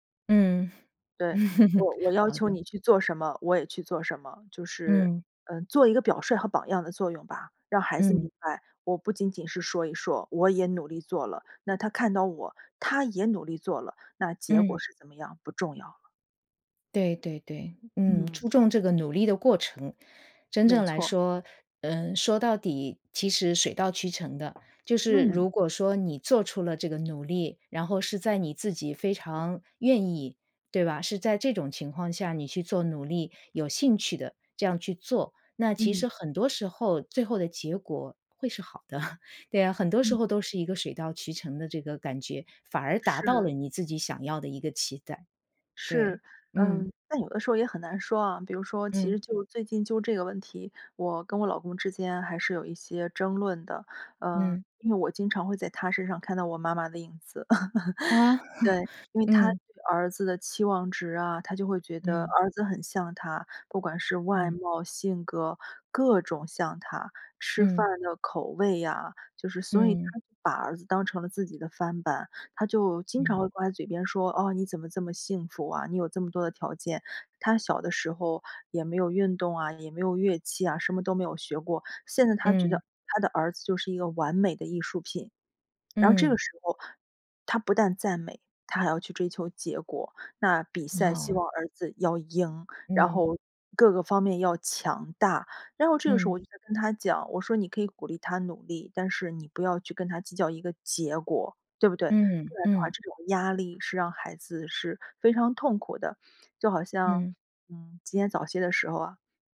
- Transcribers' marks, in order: chuckle; stressed: "他"; other background noise; laughing while speaking: "的"; laugh; chuckle; stressed: "赢"; stressed: "强大"
- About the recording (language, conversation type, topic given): Chinese, podcast, 你如何看待父母对孩子的高期待？